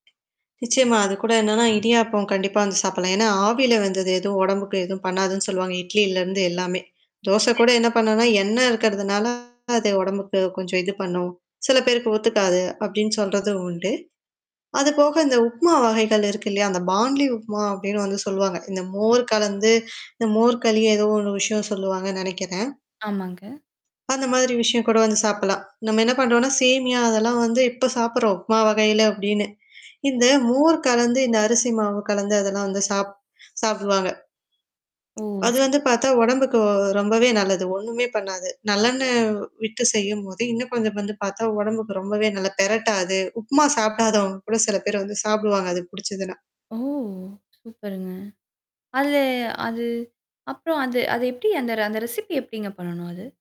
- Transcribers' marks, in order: tapping; unintelligible speech; distorted speech; in English: "பான்லி"; drawn out: "ஓ!"; in English: "ரெசிபி"
- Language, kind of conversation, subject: Tamil, podcast, இன்றும் பாரம்பரிய உணவுகள் நமக்கு முக்கியமானவையா?